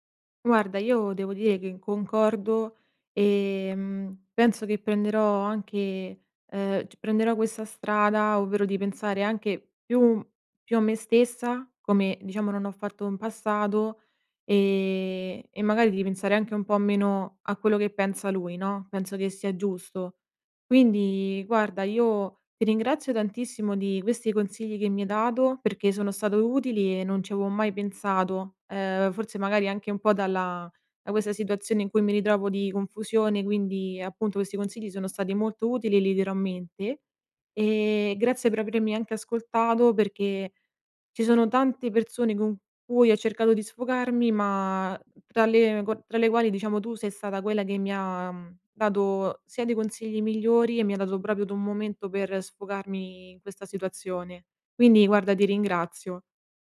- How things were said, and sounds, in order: tapping; "penso" said as "penzo"; "passato" said as "passado"; "ripensare" said as "ripenzare"; "pensa" said as "penza"; "penso" said as "penzo"; "terrò" said as "tero"; other background noise
- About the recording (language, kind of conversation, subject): Italian, advice, Dovrei restare amico del mio ex?